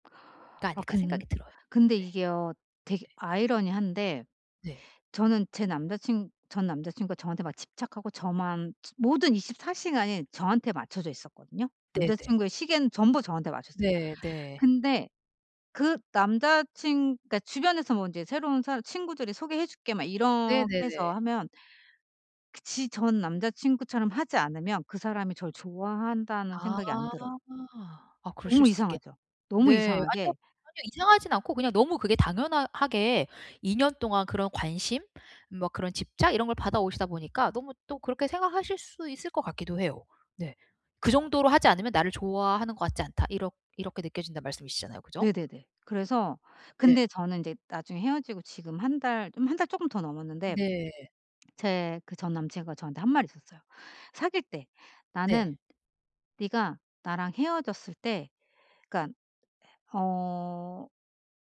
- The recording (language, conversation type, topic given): Korean, advice, 정체성 회복과 자아 발견
- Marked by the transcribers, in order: other background noise; tapping